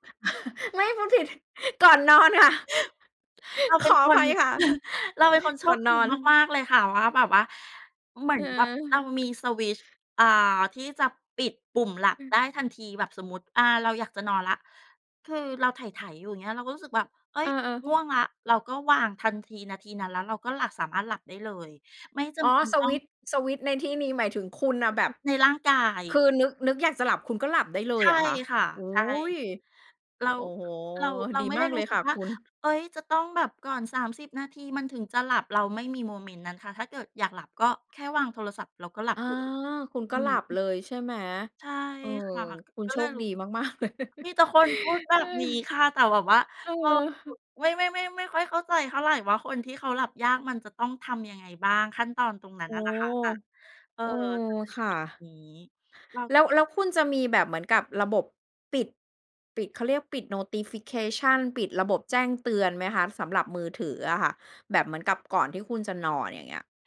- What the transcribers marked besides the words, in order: chuckle; chuckle; unintelligible speech; laughing while speaking: "มาก ๆ เลย"; chuckle; unintelligible speech; unintelligible speech; in English: "Notification"
- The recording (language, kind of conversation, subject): Thai, podcast, คุณเคยทำดีท็อกซ์ดิจิทัลไหม แล้วเป็นยังไง?